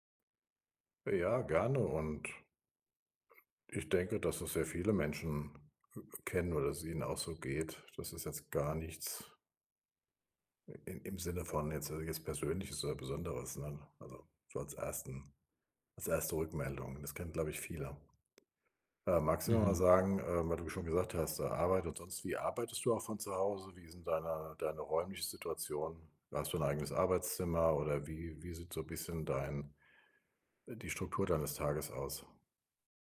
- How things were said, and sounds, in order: none
- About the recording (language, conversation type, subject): German, advice, Wie kann ich zu Hause entspannen, wenn ich nicht abschalten kann?